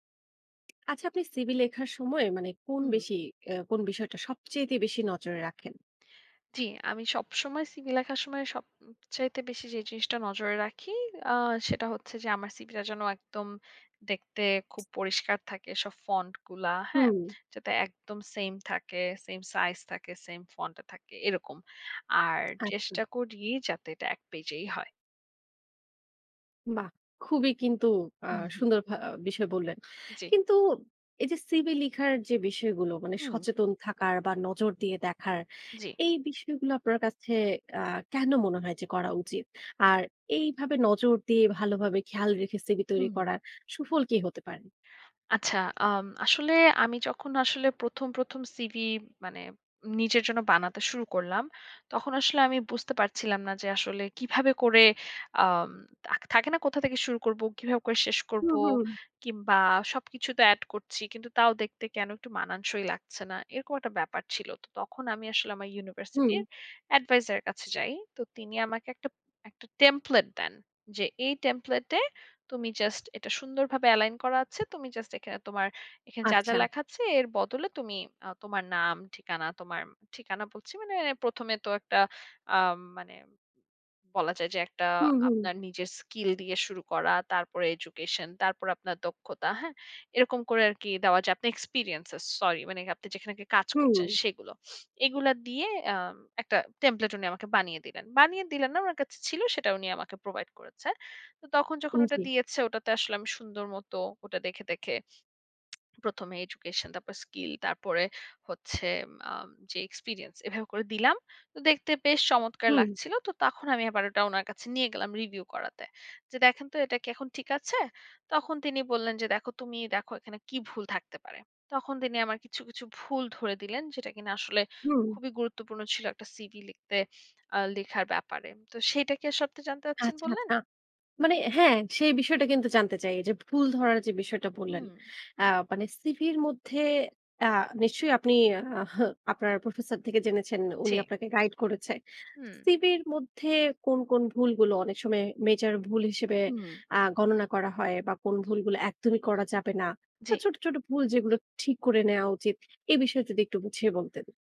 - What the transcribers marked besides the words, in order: tapping; in English: "Adviser"; in English: "Align"; "আপনার" said as "আপনে"; in English: "Provide"; lip smack; "সময়ে" said as "সমে"
- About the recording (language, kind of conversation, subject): Bengali, podcast, সিভি লেখার সময় সবচেয়ে বেশি কোন বিষয়টিতে নজর দেওয়া উচিত?
- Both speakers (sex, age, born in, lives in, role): female, 25-29, Bangladesh, United States, guest; female, 35-39, Bangladesh, Germany, host